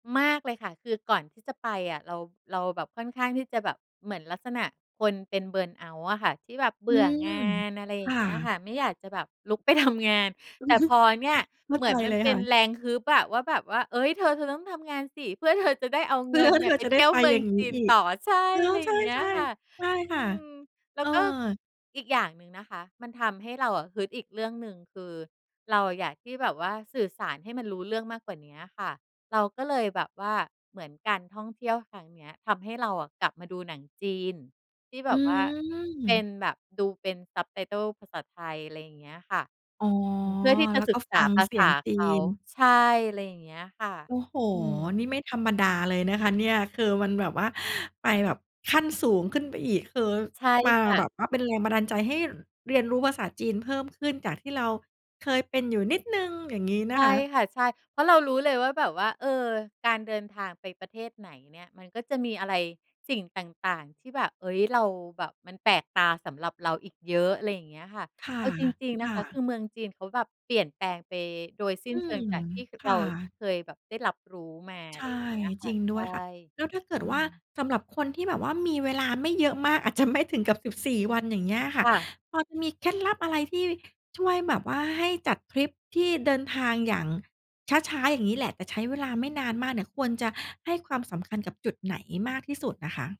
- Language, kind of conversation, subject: Thai, podcast, การเดินทางแบบเนิบช้าทำให้คุณมองเห็นอะไรได้มากขึ้น?
- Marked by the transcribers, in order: in English: "เบิร์นเอาต์"; chuckle; laughing while speaking: "ไปทำ"; laughing while speaking: "เพื่อที่เรา"; laughing while speaking: "เธอ"; in English: "subtitle"; drawn out: "อ๋อ"; laughing while speaking: "ไม่ถึงกับ"